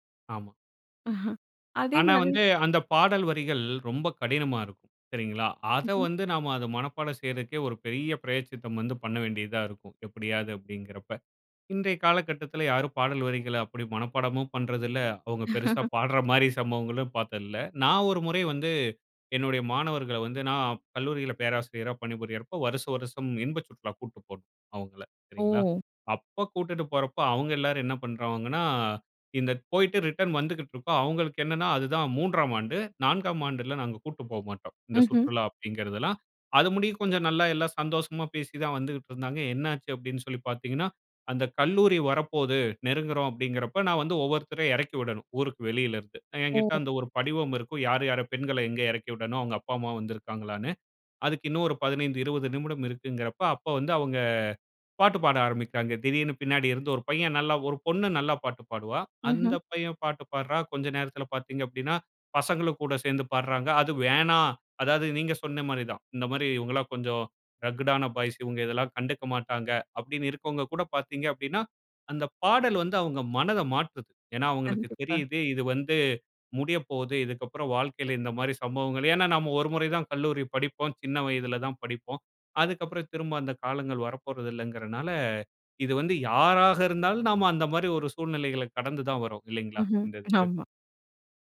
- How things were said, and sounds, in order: chuckle; "பிராயச்சித்தம்" said as "பிரயச்சித்தம்"; laugh; in English: "ரிட்டர்ன்"; other background noise; drawn out: "அவங்க"; in English: "ரக்கடான பாய்ஸ்"; chuckle
- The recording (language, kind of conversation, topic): Tamil, podcast, நீங்களும் உங்கள் நண்பர்களும் சேர்ந்து எப்போதும் பாடும் பாடல் எது?